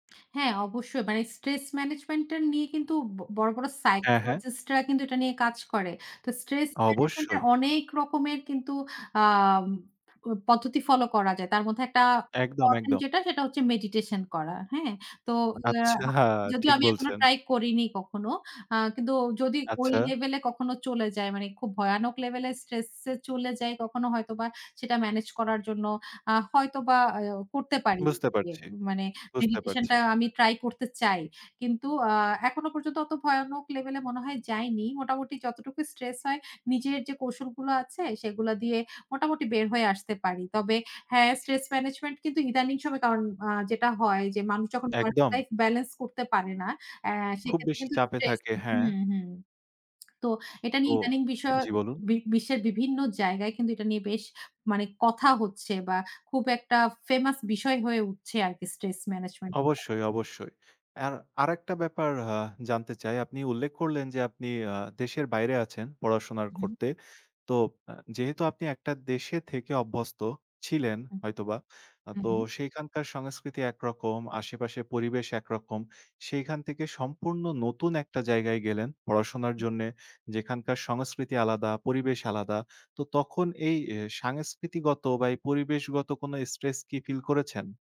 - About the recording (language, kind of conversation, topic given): Bengali, podcast, স্ট্রেস হলে আপনি প্রথমে কী করেন?
- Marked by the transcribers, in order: lip smack